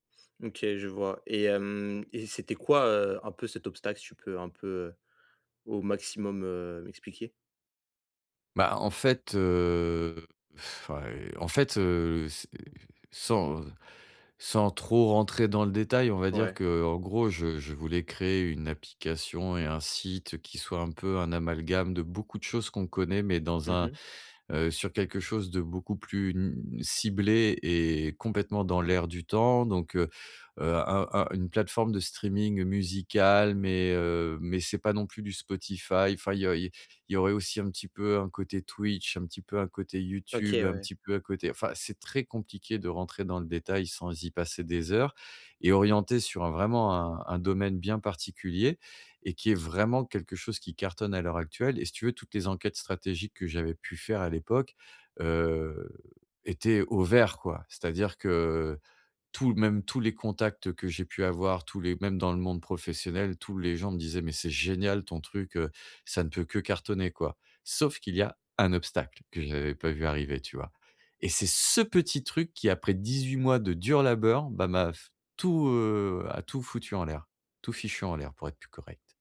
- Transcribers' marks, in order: stressed: "vraiment"; stressed: "ce"
- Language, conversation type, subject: French, advice, Comment gérer la culpabilité après avoir fait une erreur ?